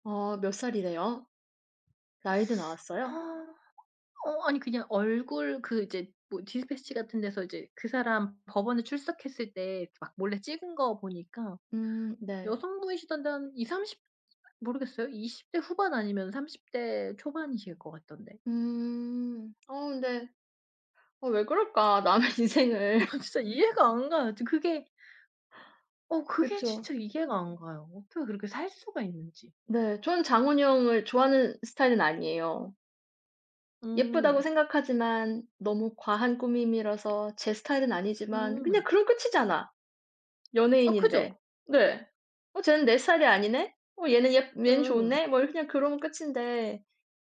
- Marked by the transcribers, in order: teeth sucking; other background noise; laughing while speaking: "남의 인생을"; laughing while speaking: "아 진짜"; tapping
- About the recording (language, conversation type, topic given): Korean, unstructured, 연예계 스캔들이 대중에게 어떤 영향을 미치나요?